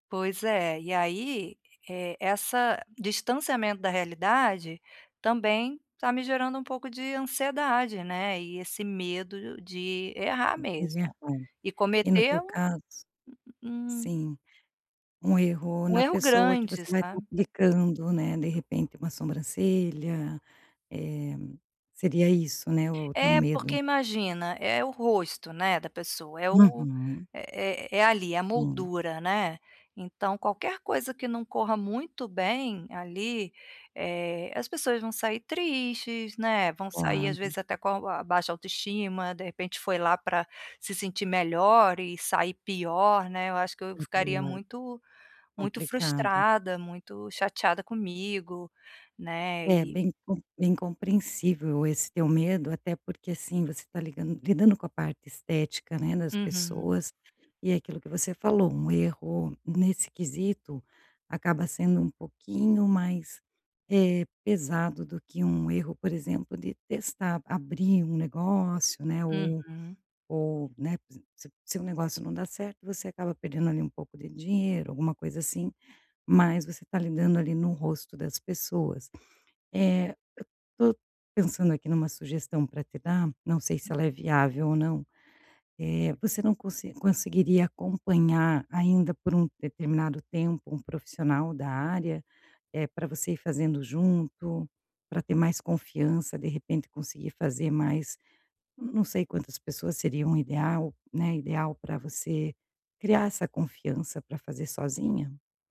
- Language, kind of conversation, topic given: Portuguese, advice, Como posso parar de ter medo de errar e começar a me arriscar para tentar coisas novas?
- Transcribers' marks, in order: unintelligible speech; other background noise; tapping